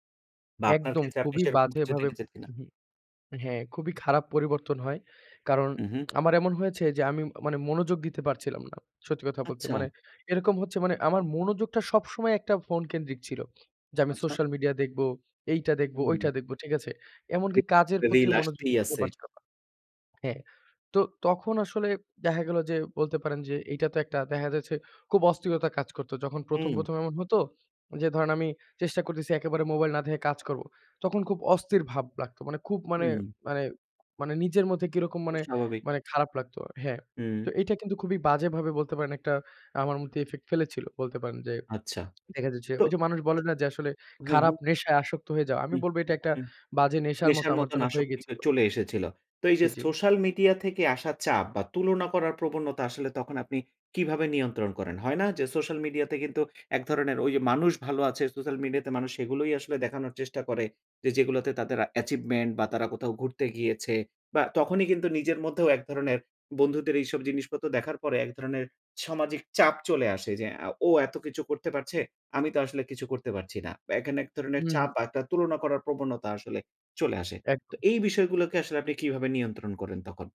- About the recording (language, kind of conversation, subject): Bengali, podcast, কীভাবে আপনি অনলাইন জীবন ও বাস্তব জীবনের মধ্যে ভারসাম্য বজায় রাখেন?
- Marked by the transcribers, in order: tapping; other background noise